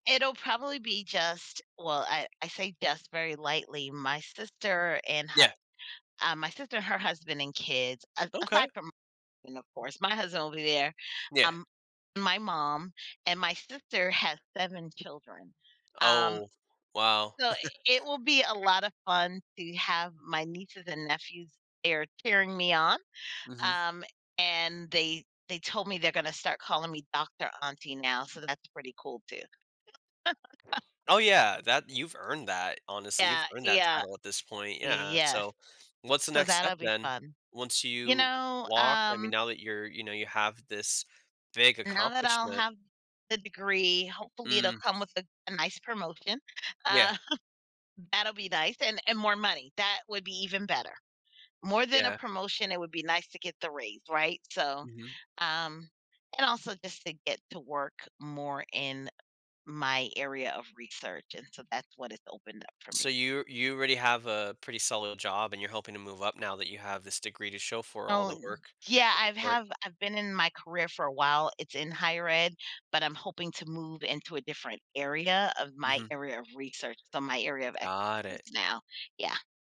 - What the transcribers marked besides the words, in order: chuckle; tapping; other background noise; laugh; laughing while speaking: "um"
- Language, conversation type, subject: English, advice, How can I recover and maintain momentum after finishing a big project?